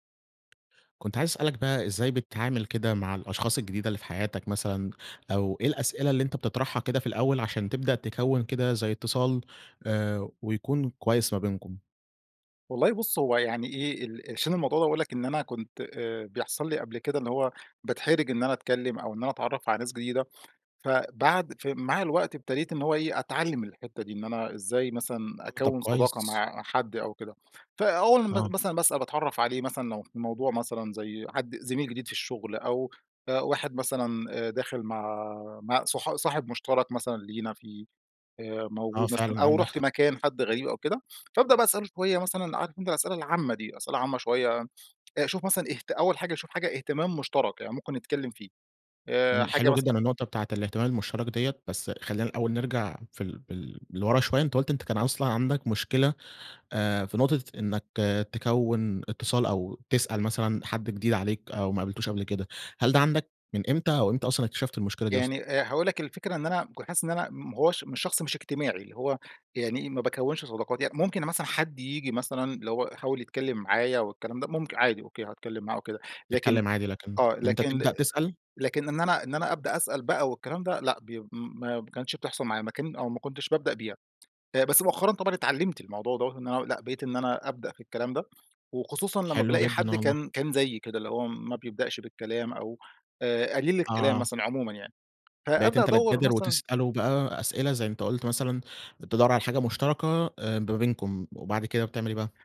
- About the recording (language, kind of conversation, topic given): Arabic, podcast, إيه الأسئلة اللي ممكن تسألها عشان تعمل تواصل حقيقي؟
- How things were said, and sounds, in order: tapping